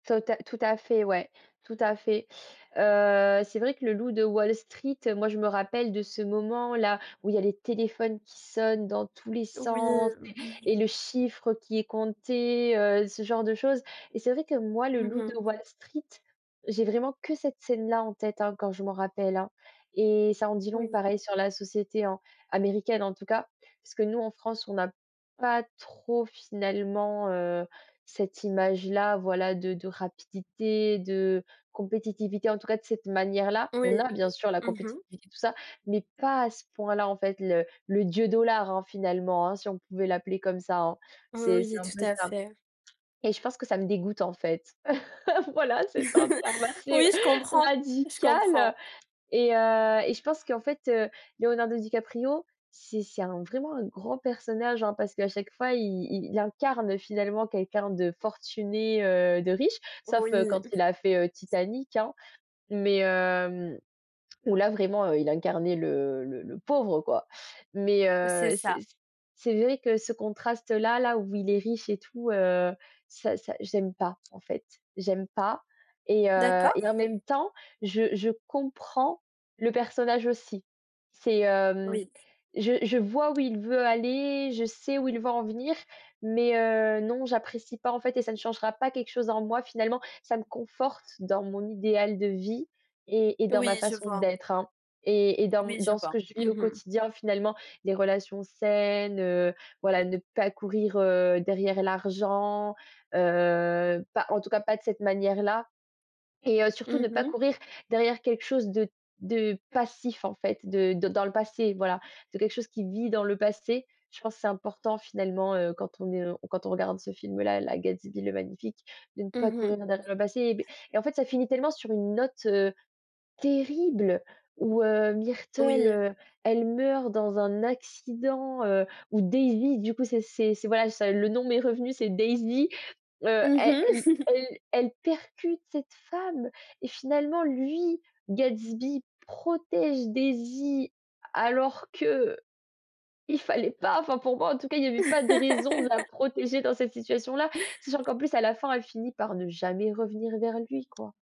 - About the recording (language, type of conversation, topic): French, podcast, Quel film t’a marqué récemment ?
- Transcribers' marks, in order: other background noise; tapping; laugh; chuckle; laughing while speaking: "Voilà c'est un terme assez"; stressed: "radical"; stressed: "incarne"; other noise; stressed: "pauvre"; stressed: "terrible"; chuckle; stressed: "lui"; laugh